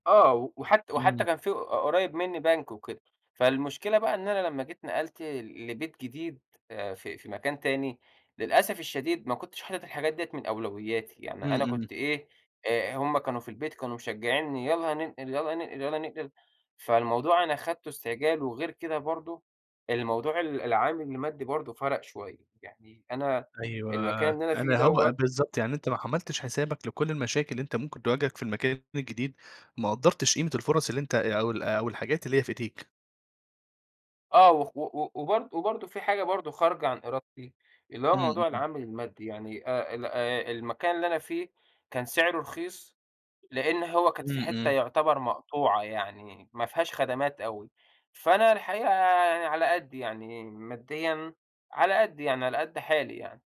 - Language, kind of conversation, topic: Arabic, podcast, إيه أهم نصيحة تديها لحد بينقل يعيش في مدينة جديدة؟
- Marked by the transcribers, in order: none